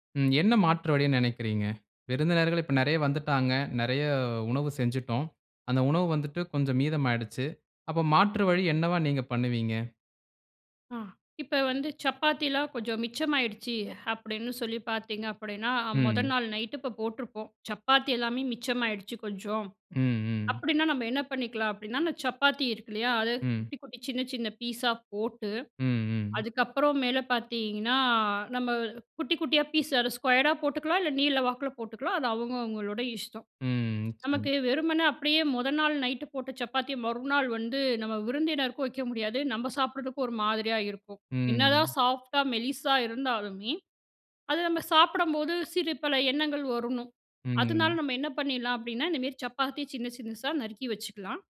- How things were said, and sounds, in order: in English: "ஸ்கொயரா"
- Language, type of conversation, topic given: Tamil, podcast, மீதமுள்ள உணவுகளை எப்படிச் சேமித்து, மறுபடியும் பயன்படுத்தி அல்லது பிறருடன் பகிர்ந்து கொள்கிறீர்கள்?